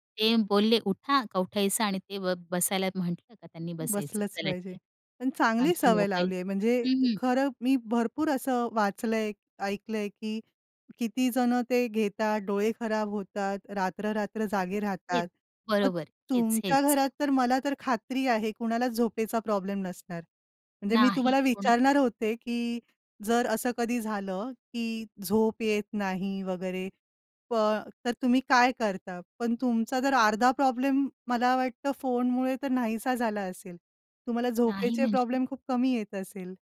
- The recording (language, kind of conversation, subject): Marathi, podcast, झोपण्यापूर्वी तुमच्या रात्रीच्या दिनचर्येत कोणत्या गोष्टी असतात?
- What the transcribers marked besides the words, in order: tapping